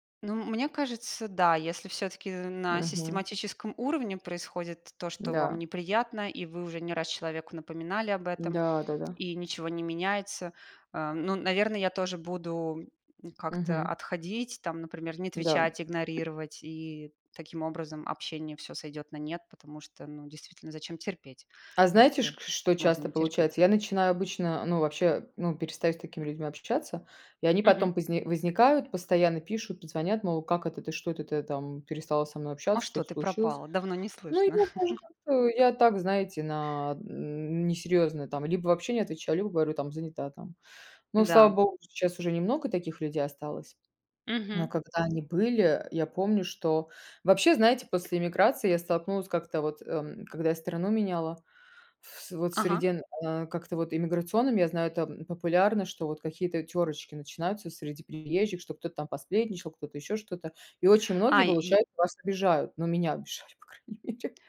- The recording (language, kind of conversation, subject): Russian, unstructured, Как справиться с ситуацией, когда кто-то вас обидел?
- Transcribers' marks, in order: tapping; chuckle; chuckle